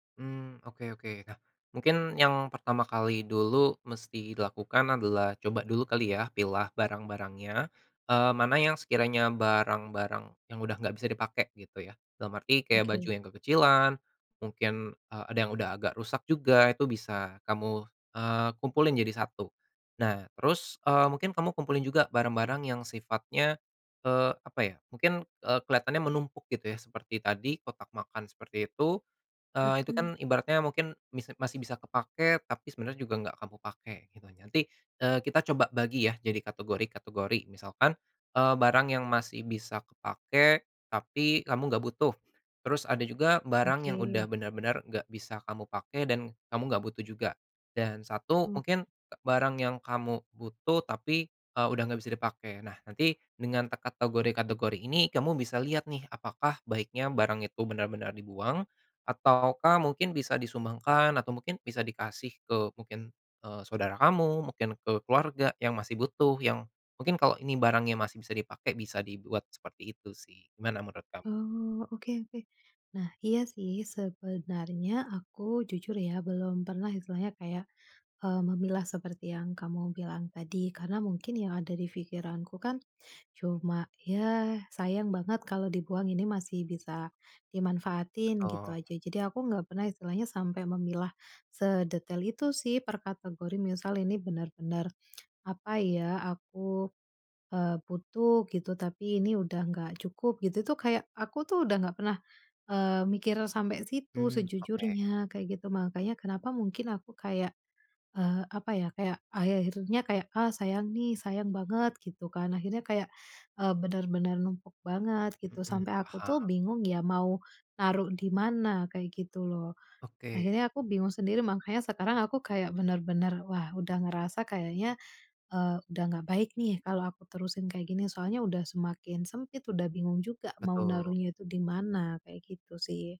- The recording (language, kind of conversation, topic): Indonesian, advice, Bagaimana cara menentukan barang mana yang perlu disimpan dan mana yang sebaiknya dibuang di rumah?
- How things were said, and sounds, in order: tapping; "pikiranku" said as "fikiranku"; other background noise; tongue click